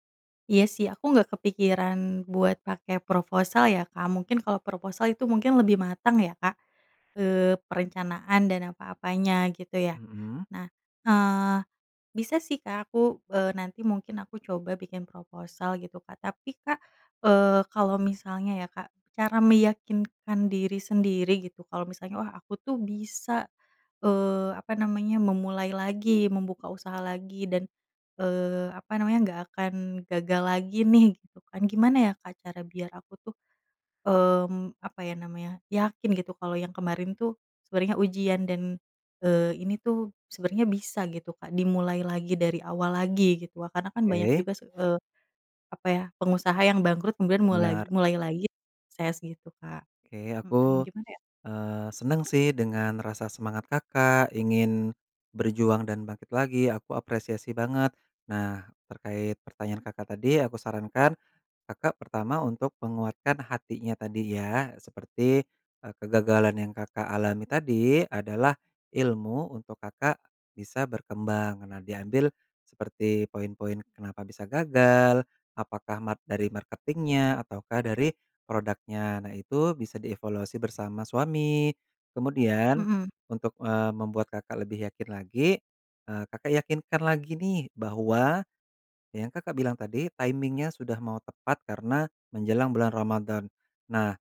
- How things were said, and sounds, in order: in English: "marketing-nya"; in English: "timing-nya"
- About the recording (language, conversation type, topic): Indonesian, advice, Bagaimana cara mengatasi trauma setelah kegagalan besar yang membuat Anda takut mencoba lagi?
- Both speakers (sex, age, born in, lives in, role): female, 30-34, Indonesia, Indonesia, user; male, 30-34, Indonesia, Indonesia, advisor